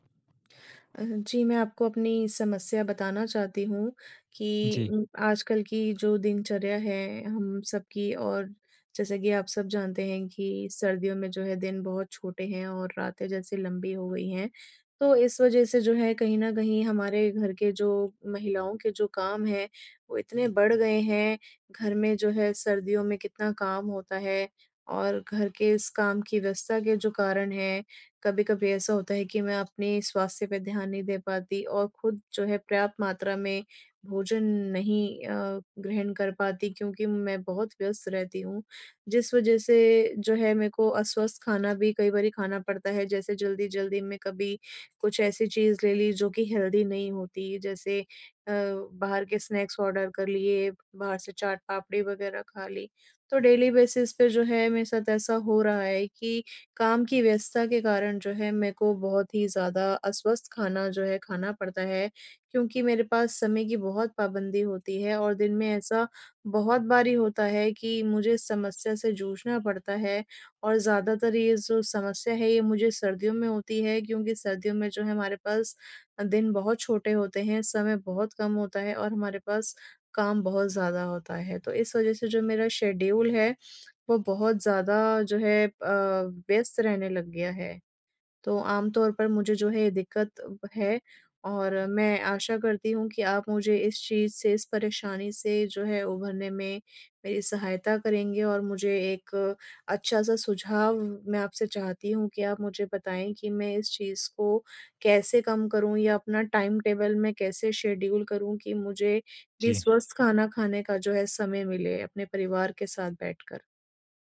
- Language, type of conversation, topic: Hindi, advice, काम की व्यस्तता के कारण आप अस्वस्थ भोजन क्यों कर लेते हैं?
- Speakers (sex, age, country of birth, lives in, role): female, 30-34, India, India, user; male, 18-19, India, India, advisor
- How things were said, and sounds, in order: in English: "हेल्दी"; in English: "स्नैक्स ऑर्डर"; in English: "डेली बेसिस"; in English: "शेड्यूल"; tapping; in English: "टाइम टेबल"; in English: "शेड्यूल"; other background noise